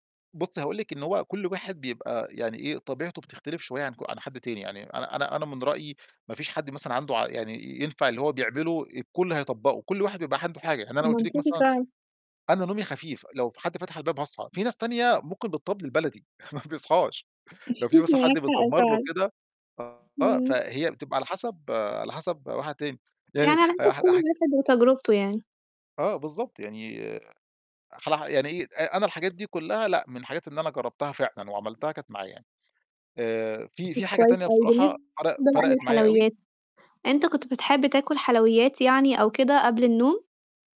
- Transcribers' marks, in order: distorted speech; chuckle; laughing while speaking: "ما بيصحاش"
- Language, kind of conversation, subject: Arabic, podcast, إيه العادات اللي بتخلي نومك أحسن؟